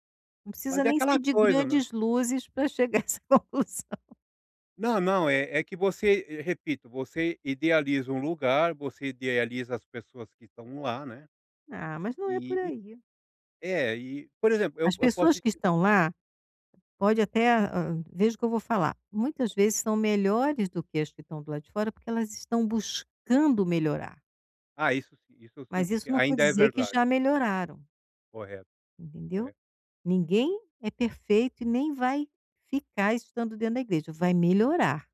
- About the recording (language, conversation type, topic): Portuguese, advice, Como posso lidar com a desaprovação dos outros em relação às minhas escolhas?
- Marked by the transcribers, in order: laughing while speaking: "chegar essa conclusão"; tapping